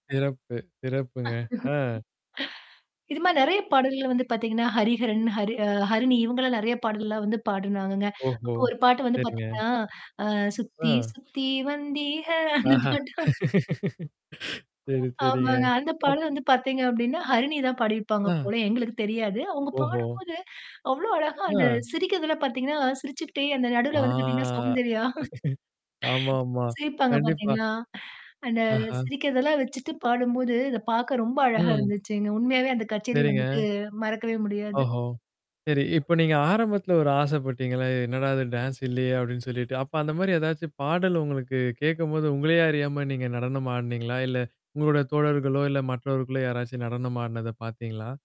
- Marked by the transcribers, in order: tapping; chuckle; other background noise; singing: "சுத்தி, சுத்தி வந்திக!"; laughing while speaking: "அந்த பாட்டும்"; laugh; other noise; distorted speech; drawn out: "ஆ"; laugh; chuckle; static
- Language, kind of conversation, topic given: Tamil, podcast, கச்சேரி தொடங்குவதற்கு முன் உங்கள் எதிர்பார்ப்புகள் எப்படியிருந்தன, கச்சேரி முடிவில் அவை எப்படியிருந்தன?